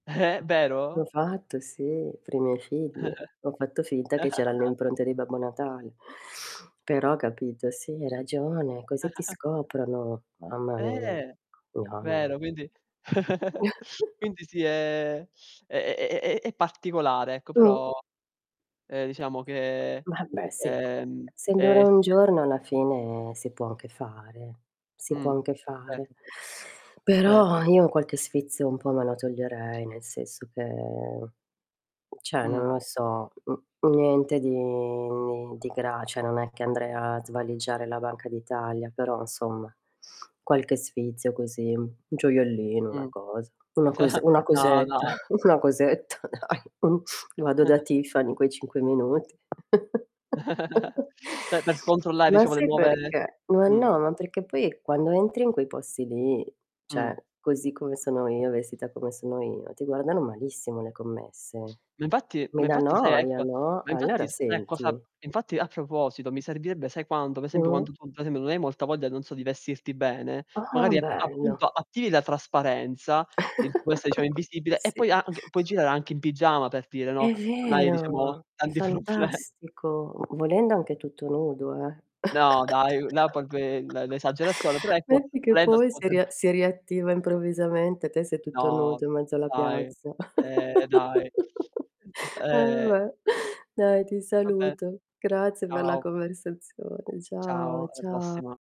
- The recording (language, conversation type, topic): Italian, unstructured, Cosa faresti se potessi diventare invisibile per un giorno?
- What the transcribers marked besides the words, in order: laughing while speaking: "Eh"; chuckle; chuckle; tapping; laugh; chuckle; other background noise; distorted speech; static; "cioè" said as "ceh"; drawn out: "di"; "cioè" said as "ceh"; laughing while speaking: "Già"; laughing while speaking: "una cosetta dai"; chuckle; laugh; chuckle; "Cioè" said as "ceh"; "cioè" said as "ceh"; chuckle; mechanical hum; laughing while speaking: "tanti proble"; background speech; laugh; laugh; other noise